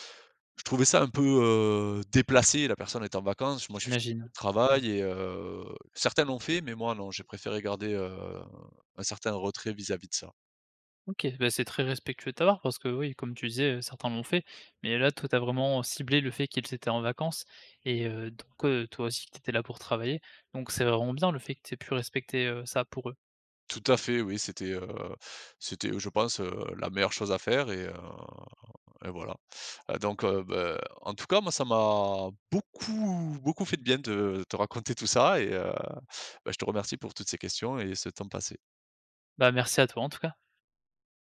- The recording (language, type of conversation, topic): French, podcast, Quel est ton meilleur souvenir de voyage ?
- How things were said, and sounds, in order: stressed: "déplacé"; other background noise; tapping; stressed: "beaucoup"